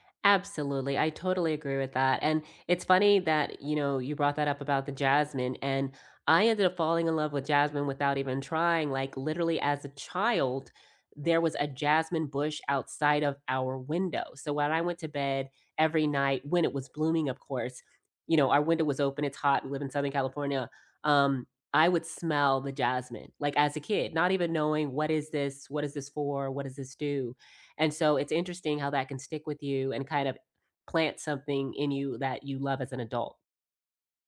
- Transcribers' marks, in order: none
- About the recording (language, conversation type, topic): English, unstructured, Which simple rituals help you decompress after a busy day, and what makes them meaningful to you?
- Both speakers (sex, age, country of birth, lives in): female, 45-49, United States, United States; male, 45-49, United States, United States